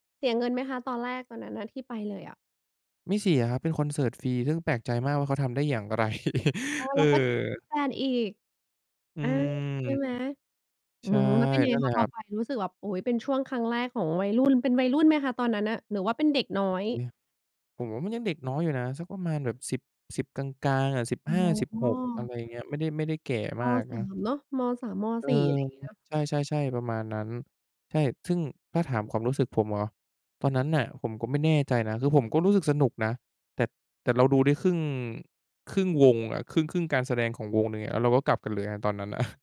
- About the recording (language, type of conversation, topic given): Thai, podcast, คอนเสิร์ตครั้งแรกของคุณเป็นอย่างไรบ้าง?
- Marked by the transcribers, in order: chuckle; in English: "wristband"; other background noise; laughing while speaking: "อะ"